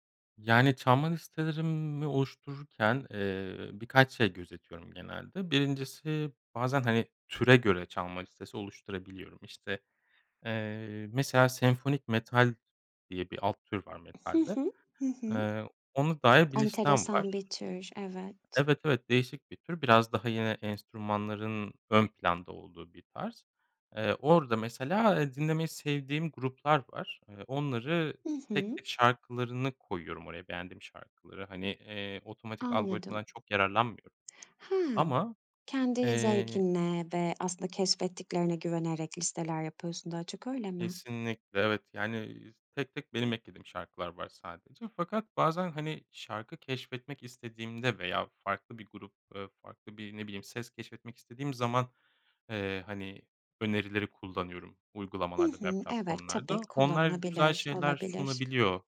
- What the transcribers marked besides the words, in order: other background noise; tapping
- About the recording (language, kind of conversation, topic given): Turkish, podcast, Müzik, akışa girmeyi nasıl etkiliyor?